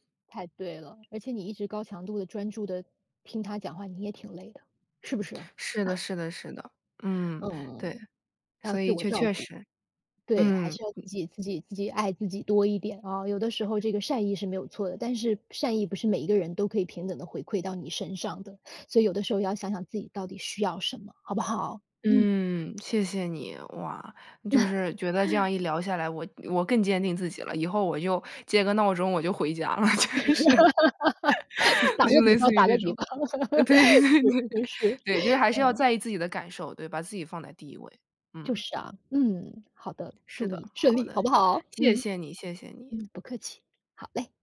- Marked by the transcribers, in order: other background noise; chuckle; chuckle; laughing while speaking: "就是"; laugh; laughing while speaking: "你打个比方，打个比方。是，是，是"; laughing while speaking: "对，对，对"; laugh; laughing while speaking: "顺利，好不好？"
- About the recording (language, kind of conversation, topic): Chinese, advice, 我该如何向别人清楚表达自己的界限和承受范围？